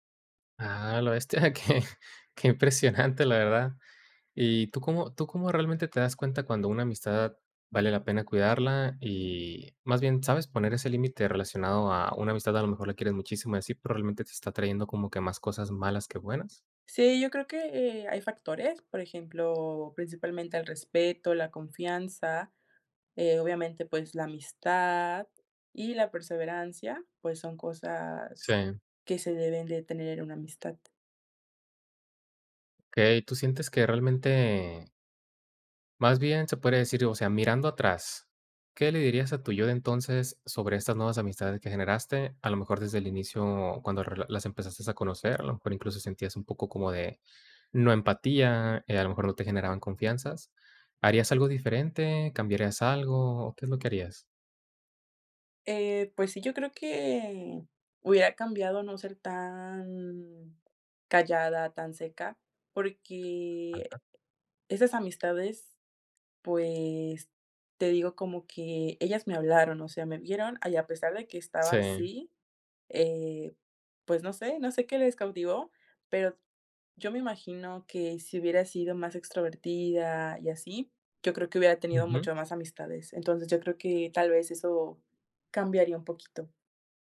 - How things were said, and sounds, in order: laughing while speaking: "que que impresionante"; tapping; other background noise
- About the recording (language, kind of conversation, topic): Spanish, podcast, ¿Puedes contarme sobre una amistad que cambió tu vida?